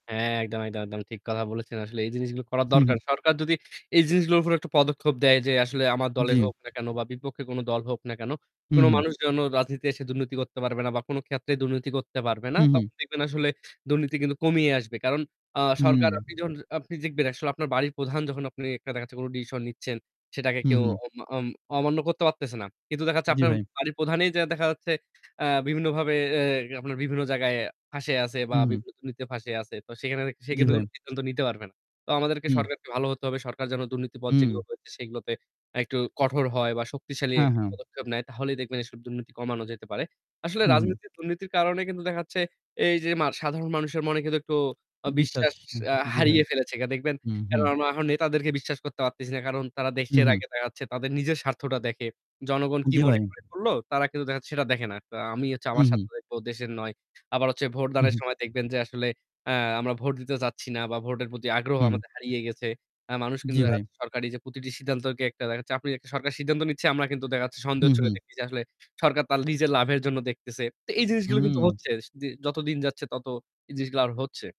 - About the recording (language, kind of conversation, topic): Bengali, unstructured, রাজনীতিতে দুর্নীতির প্রভাব সম্পর্কে আপনি কী মনে করেন?
- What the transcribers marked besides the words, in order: static; tapping; in English: "ডিসিশন"; lip smack; lip smack